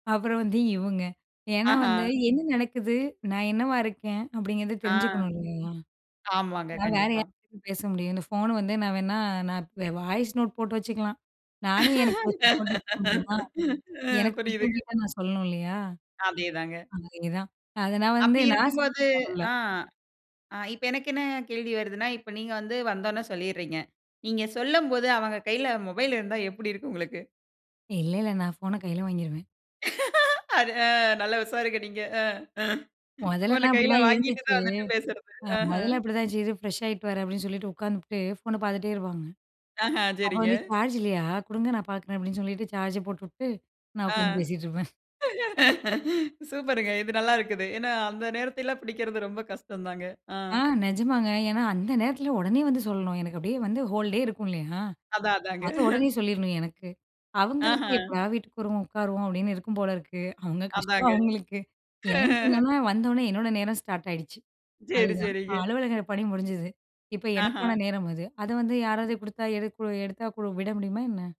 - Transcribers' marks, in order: in English: "வாய்ஸ் நோட்"; laugh; unintelligible speech; chuckle; laughing while speaking: "அது அ நல்லா உஷாருங்க நீங்க அ ஃபோன கையில வாங்கிட்டு தான் வந்துட்டு பேசுறது"; in English: "ஃப்ரெஷ்ஷாயிட்டு"; chuckle; in English: "ஹோல்டே"; chuckle; in English: "ஸ்டார்ட்"; other background noise
- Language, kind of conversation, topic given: Tamil, podcast, வீட்டில் சில நேரங்களில் எல்லோருக்கும் கைபேசி இல்லாமல் இருக்க வேண்டுமென நீங்கள் சொல்வீர்களா?
- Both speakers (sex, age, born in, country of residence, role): female, 25-29, India, India, host; female, 35-39, India, India, guest